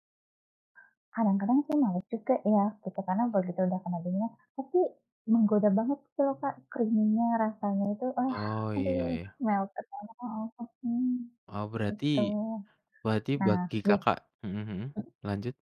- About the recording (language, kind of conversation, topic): Indonesian, unstructured, Antara es krim dan cokelat, mana yang lebih sering kamu pilih sebagai camilan?
- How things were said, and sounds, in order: unintelligible speech; in English: "creamy-nya"; in English: "melted"